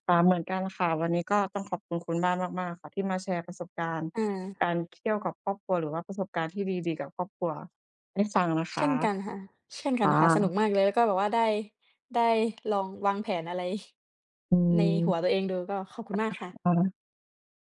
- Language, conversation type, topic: Thai, unstructured, คุณเคยมีประสบการณ์สนุกๆ กับครอบครัวไหม?
- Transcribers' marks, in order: tapping; other background noise